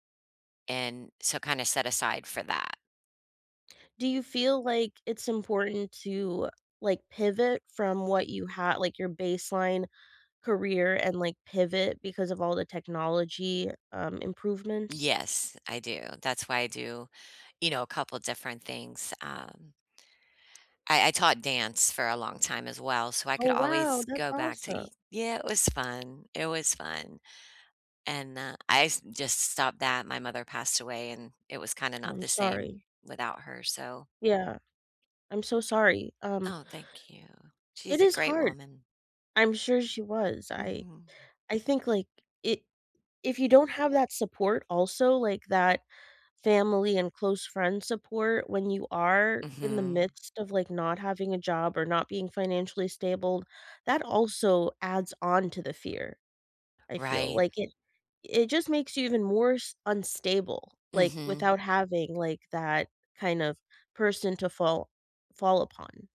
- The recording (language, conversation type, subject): English, unstructured, How do you deal with the fear of losing your job?
- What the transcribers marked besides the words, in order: tapping